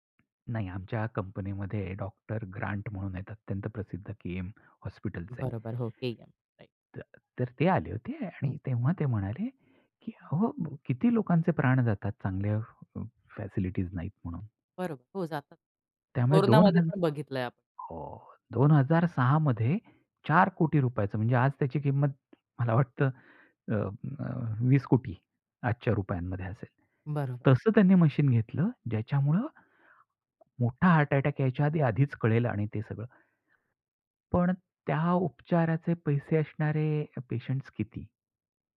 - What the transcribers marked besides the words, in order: tapping; other background noise
- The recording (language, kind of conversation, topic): Marathi, podcast, आरोग्य क्षेत्रात तंत्रज्ञानामुळे कोणते बदल घडू शकतात, असे तुम्हाला वाटते का?